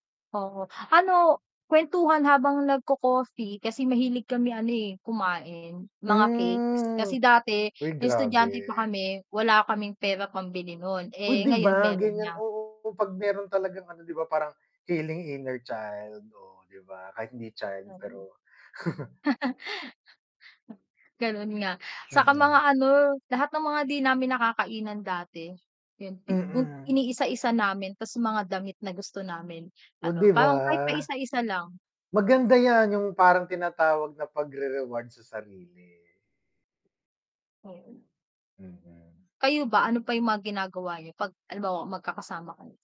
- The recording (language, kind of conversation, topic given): Filipino, unstructured, Ano ang mga simpleng bagay na nagpapasaya sa inyo bilang magkakaibigan?
- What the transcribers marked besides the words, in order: distorted speech; drawn out: "Hmm"; in English: "heading inner child"; static; laugh; bird; drawn out: "'di ba?"